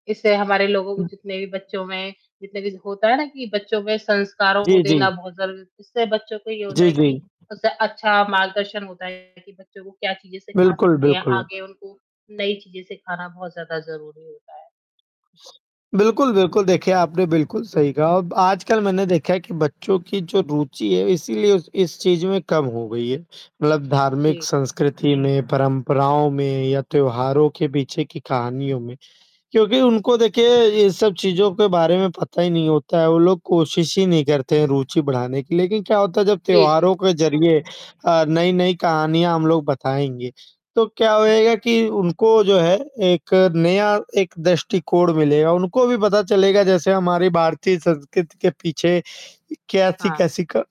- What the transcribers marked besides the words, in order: static; distorted speech; other background noise; tapping
- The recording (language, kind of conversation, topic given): Hindi, unstructured, धार्मिक त्योहारों के पीछे की कहानियाँ महत्वपूर्ण क्यों होती हैं?